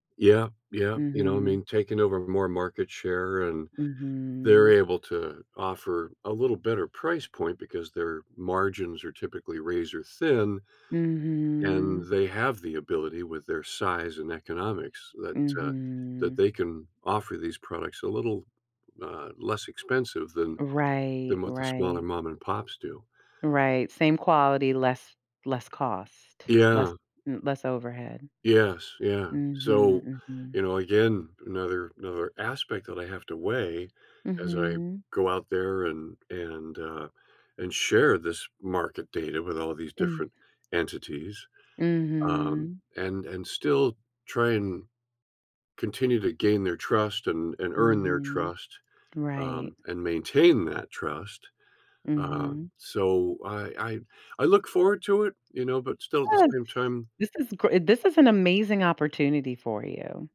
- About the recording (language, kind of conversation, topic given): English, advice, How can I get a promotion?
- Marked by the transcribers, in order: drawn out: "Mhm"; drawn out: "Mhm"; tapping; other background noise; stressed: "maintain"